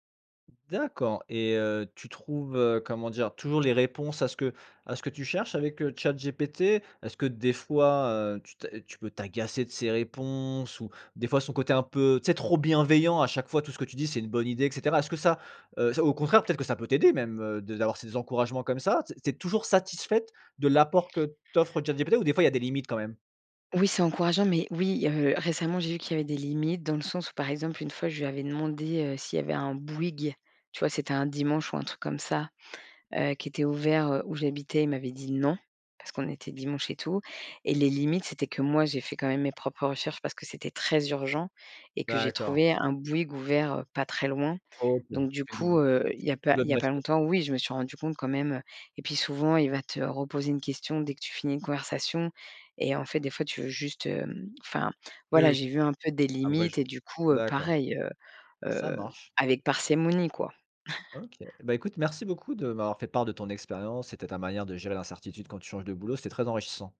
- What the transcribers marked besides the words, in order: other background noise; other noise; unintelligible speech; "parcimonie" said as "parcémonie"; chuckle
- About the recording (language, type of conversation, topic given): French, podcast, Comment gères-tu l’incertitude quand tu changes de travail ?